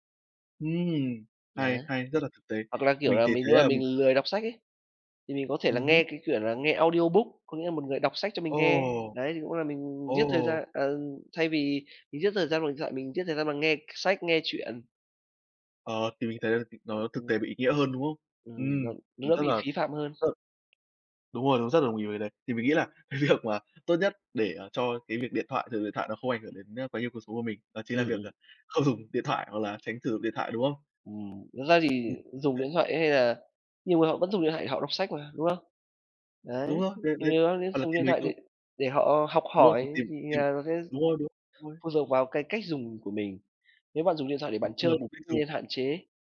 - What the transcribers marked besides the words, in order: in English: "audiobook"; tapping; other background noise; laughing while speaking: "cái việc"; laughing while speaking: "không dùng"; unintelligible speech; unintelligible speech
- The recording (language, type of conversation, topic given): Vietnamese, unstructured, Bạn sẽ cảm thấy thế nào nếu bị mất điện thoại trong một ngày?